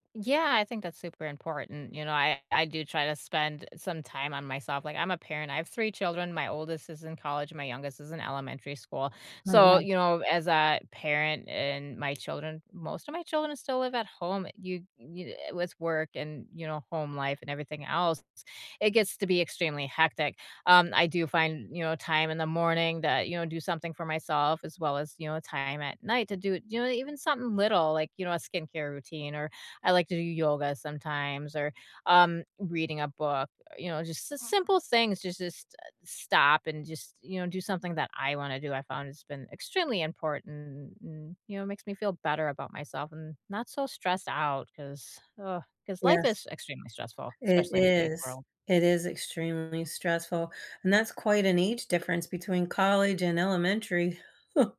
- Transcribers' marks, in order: tapping; other background noise; chuckle
- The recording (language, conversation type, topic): English, unstructured, What is one thing you love about yourself?